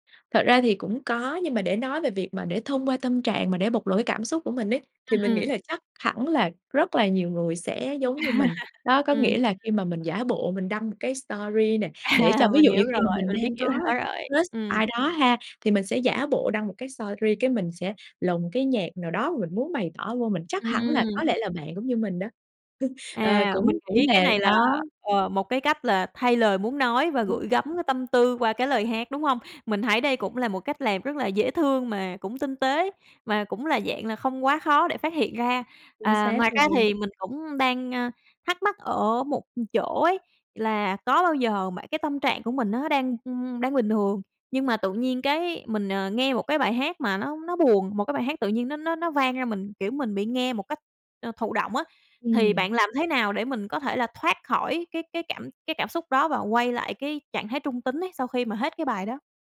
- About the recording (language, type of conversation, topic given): Vietnamese, podcast, Âm nhạc làm thay đổi tâm trạng bạn thế nào?
- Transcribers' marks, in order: tapping; laugh; laughing while speaking: "À"; in English: "story"; laughing while speaking: "đó"; in English: "crush"; in English: "story"; chuckle